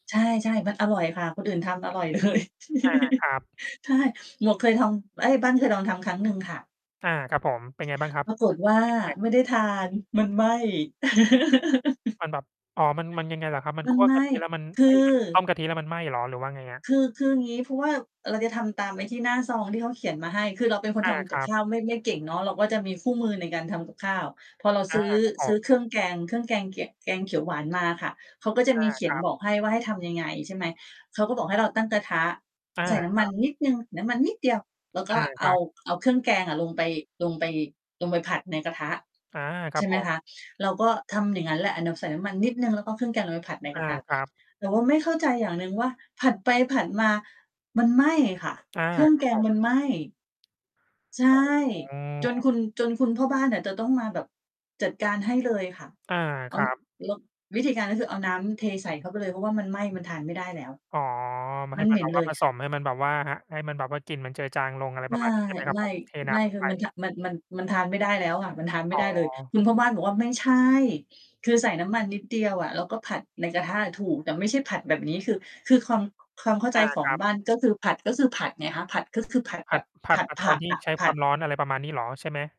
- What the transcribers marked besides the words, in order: laughing while speaking: "เลย"; chuckle; distorted speech; laugh; stressed: "นิด"
- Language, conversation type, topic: Thai, unstructured, คุณรู้สึกอย่างไรเมื่อทำอาหารเป็นงานอดิเรก?